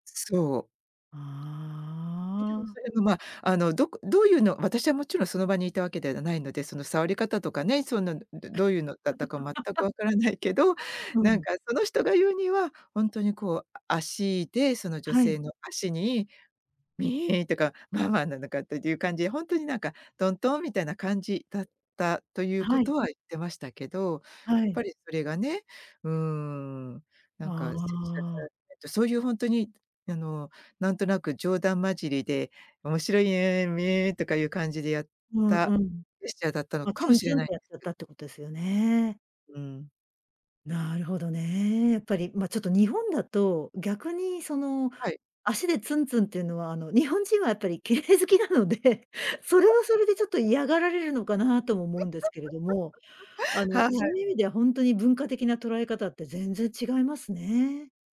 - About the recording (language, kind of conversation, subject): Japanese, podcast, ジェスチャーの意味が文化によって違うと感じたことはありますか？
- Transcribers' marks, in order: laugh; laughing while speaking: "ないけど"; unintelligible speech; laughing while speaking: "綺麗好きなので"; laugh; laugh